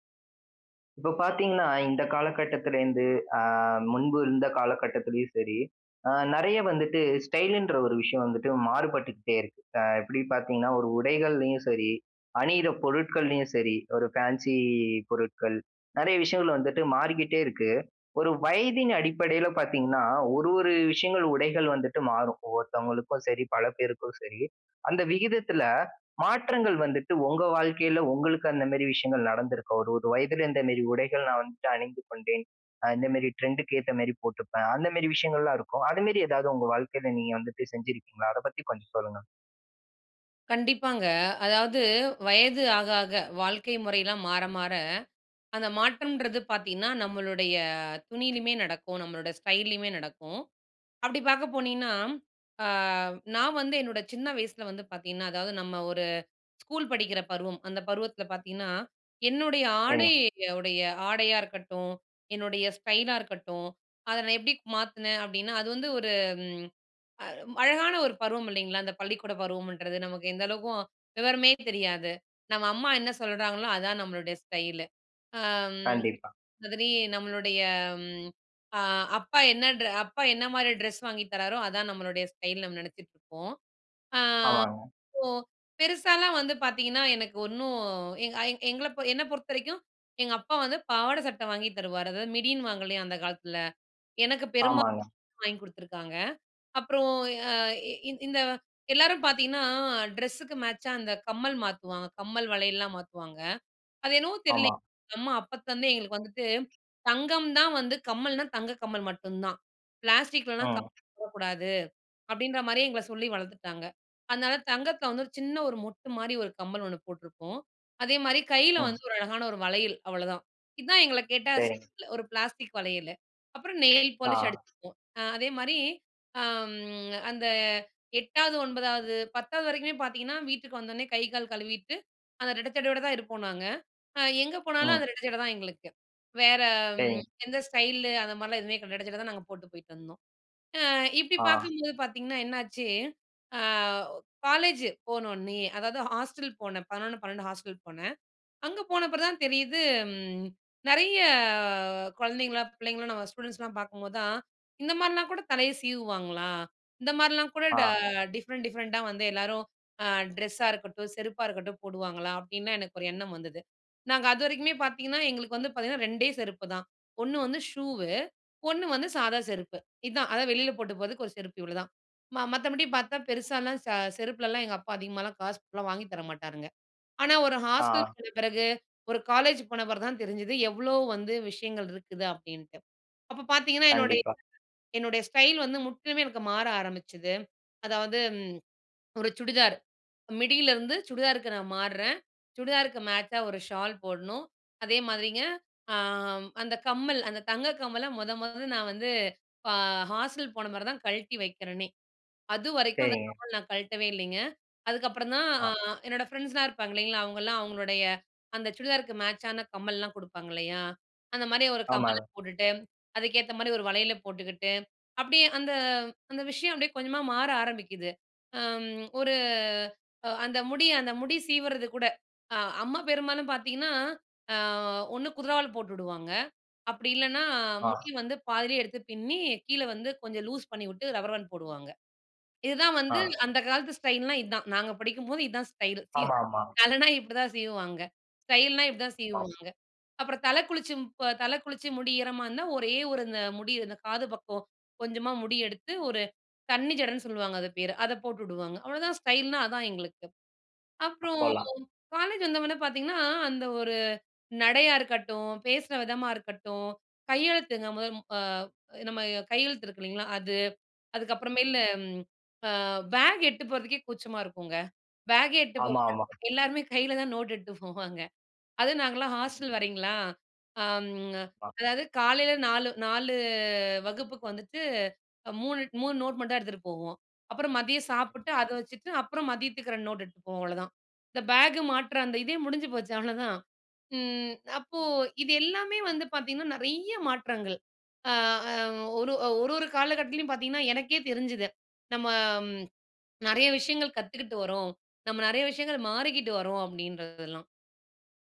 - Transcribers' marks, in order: in English: "ஸ்டைல்ன்ற"; in English: "பேன்சி"; in English: "ட்ரெண்ட்க்கு"; other background noise; in English: "ஸ்டைலா"; in English: "ஸ்டைலு"; in English: "ஸ்டைல்"; in English: "சோ"; in English: "மிடின்னு"; unintelligible speech; in English: "மேட்சா"; in English: "நெயில் பாலிஷ்"; in English: "ஹாஸ்டல்"; drawn out: "நிறைய"; in English: "ஸ்டூடண்ட்ஸ்லாம்"; in English: "டிஃப்ரெண்ட், டிஃப்ரெண்ட்டா"; in English: "ஹாஸ்டல்"; tapping; in English: "லூஸ்"; laughing while speaking: "தலன்னா இப்பிடிதான் சீவுவாங்க"; unintelligible speech; unintelligible speech; laughing while speaking: "கையில தான் நோட் எடுத்துட்டு போவாங்க"
- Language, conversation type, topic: Tamil, podcast, வயது கூடிக்கொண்டே போகும்போது, உங்கள் நடைமுறையில் என்னென்ன மாற்றங்கள் வந்துள்ளன?